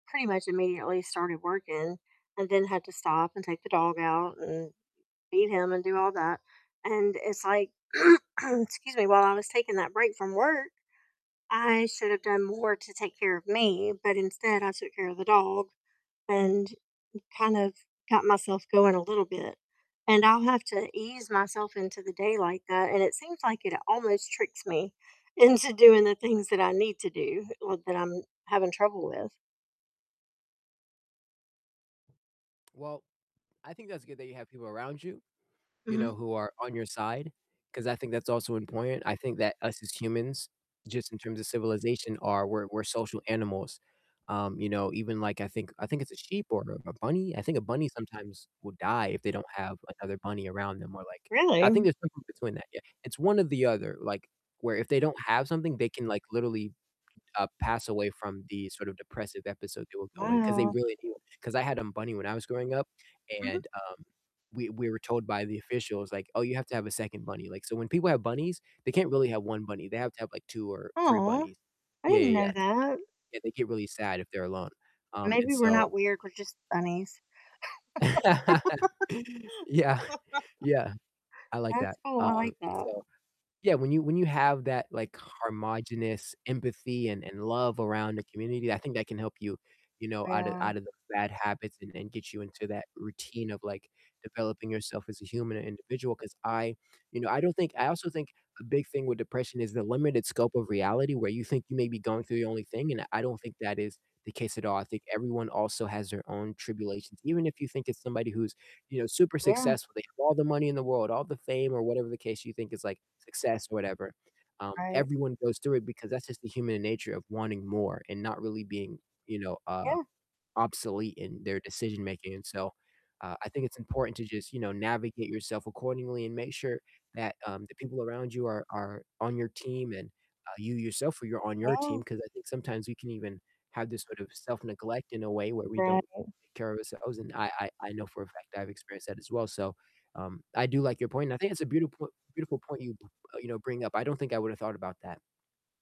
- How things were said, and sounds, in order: static; throat clearing; tapping; distorted speech; other background noise; laugh; laughing while speaking: "Yeah"; laugh; "homogenous" said as "harmogenous"
- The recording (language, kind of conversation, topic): English, unstructured, What simple habits help you feel happier every day?